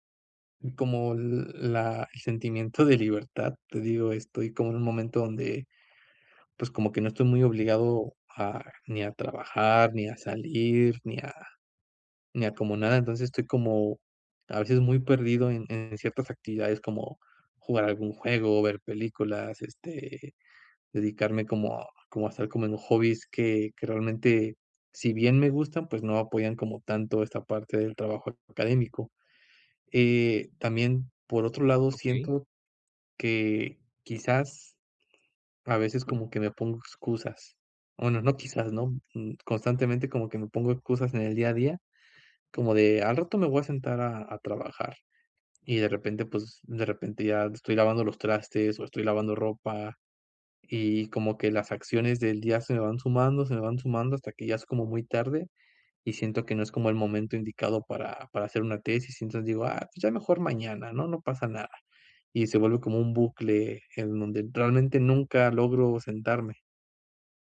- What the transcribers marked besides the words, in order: laughing while speaking: "sentimiento"
- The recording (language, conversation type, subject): Spanish, advice, ¿Cómo puedo alinear mis acciones diarias con mis metas?